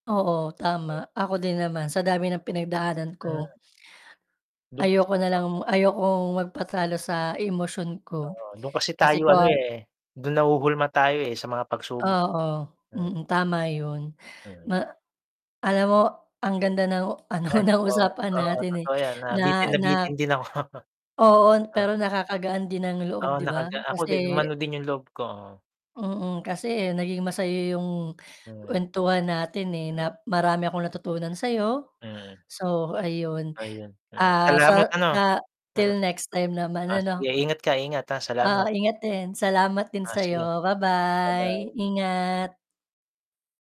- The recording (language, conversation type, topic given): Filipino, unstructured, Ano ang mga simpleng paraan para mapawi ang stress araw-araw?
- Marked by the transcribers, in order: tapping; static; distorted speech; laughing while speaking: "ano ng usapan natin, eh"; laughing while speaking: "ako"